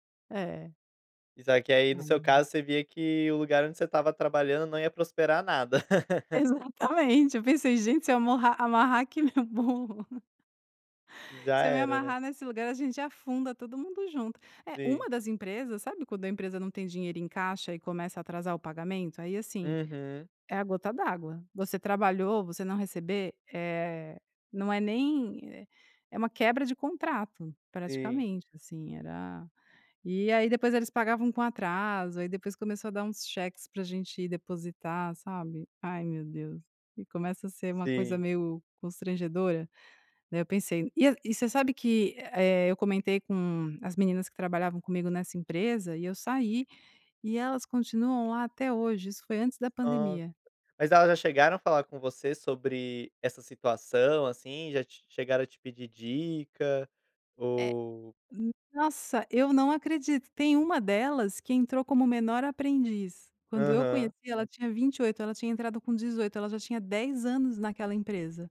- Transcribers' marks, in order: laugh; laugh; other background noise
- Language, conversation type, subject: Portuguese, podcast, Como você se convence a sair da zona de conforto?